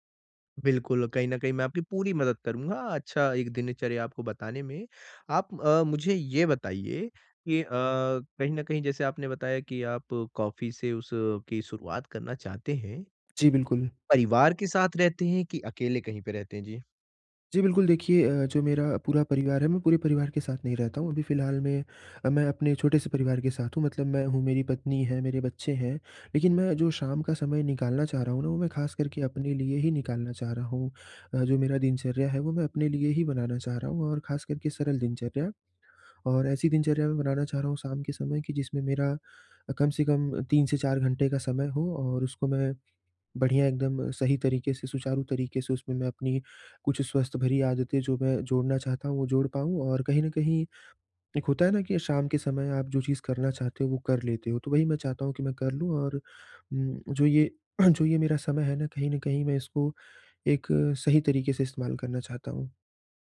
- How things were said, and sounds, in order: throat clearing
- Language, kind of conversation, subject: Hindi, advice, मैं शाम को शांत और आरामदायक दिनचर्या कैसे बना सकता/सकती हूँ?